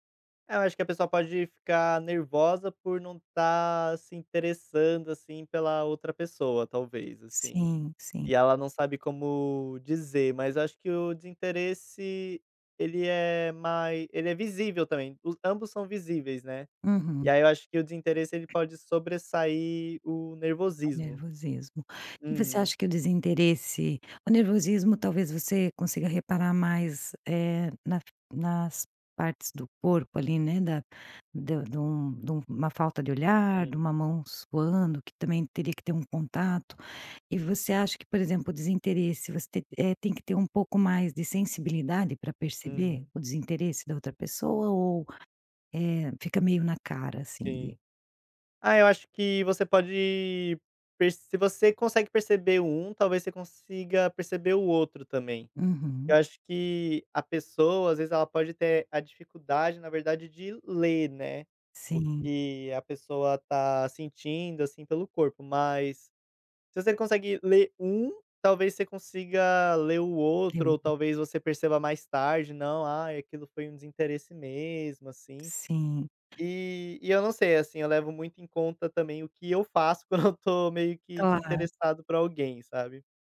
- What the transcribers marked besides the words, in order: tapping; unintelligible speech; chuckle
- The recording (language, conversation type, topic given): Portuguese, podcast, Como diferenciar, pela linguagem corporal, nervosismo de desinteresse?
- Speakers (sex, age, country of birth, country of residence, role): female, 45-49, Brazil, Portugal, host; male, 25-29, Brazil, Portugal, guest